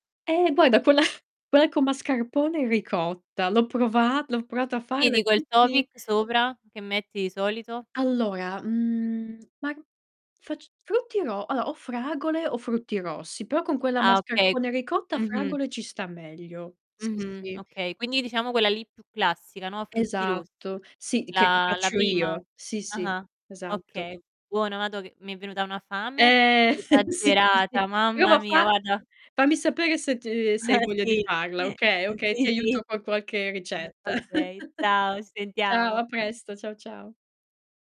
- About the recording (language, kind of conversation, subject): Italian, unstructured, Qual è il piatto che ti mette sempre di buon umore?
- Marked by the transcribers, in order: chuckle; distorted speech; in English: "topic"; chuckle; unintelligible speech; chuckle; chuckle